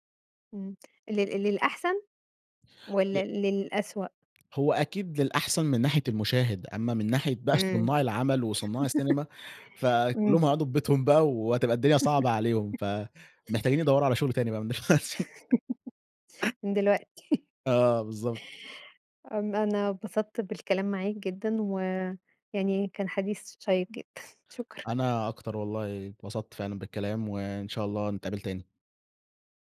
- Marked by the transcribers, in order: laugh; laugh; chuckle; laugh; laughing while speaking: "من دلوقتي"; chuckle
- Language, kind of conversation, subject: Arabic, podcast, شو رأيك في ترجمة ودبلجة الأفلام؟